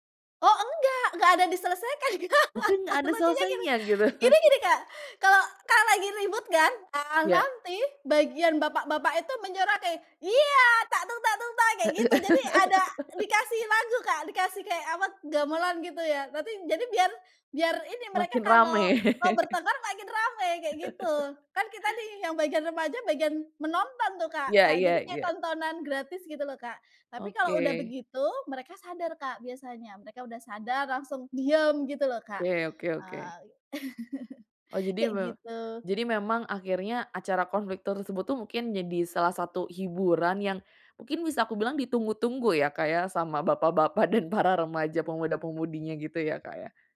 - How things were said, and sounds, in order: laugh; chuckle; stressed: "Ya!"; laugh; other background noise; chuckle; chuckle; laughing while speaking: "dan para"
- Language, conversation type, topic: Indonesian, podcast, Bagaimana pengalamanmu ikut kerja bakti di kampung atau RT?